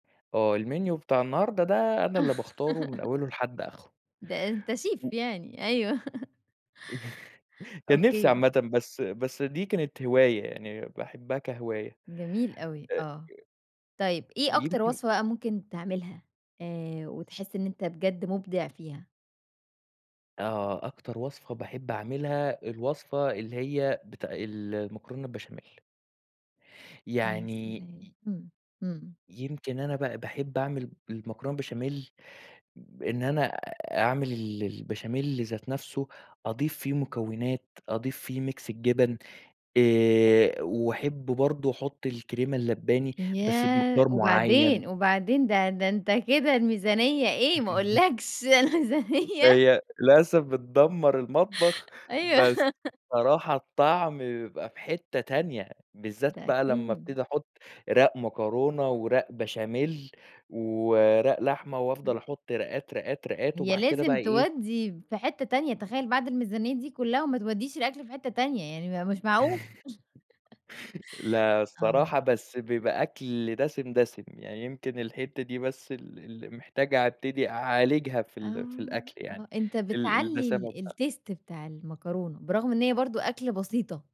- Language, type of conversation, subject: Arabic, podcast, إيه اللي بتعمله عشان تخلي أكلة بسيطة تبان فخمة؟
- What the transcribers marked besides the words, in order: laugh; unintelligible speech; in English: "شيف"; chuckle; laugh; in English: "ميكس"; tapping; chuckle; laughing while speaking: "ما أقولكش الميزانية"; chuckle; laughing while speaking: "أيوه"; stressed: "تانية"; unintelligible speech; chuckle; chuckle; in English: "الtaste"